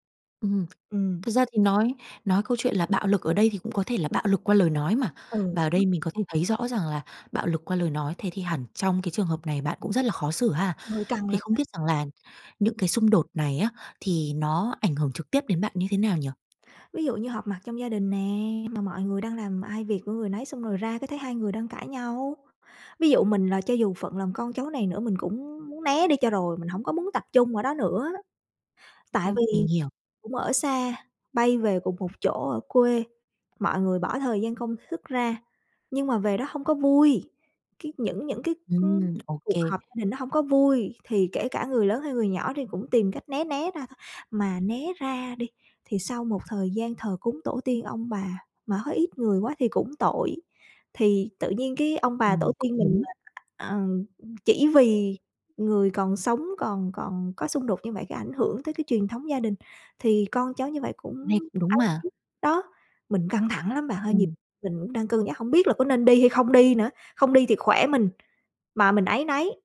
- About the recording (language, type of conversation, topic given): Vietnamese, advice, Xung đột gia đình khiến bạn căng thẳng kéo dài như thế nào?
- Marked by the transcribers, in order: tapping; other background noise; unintelligible speech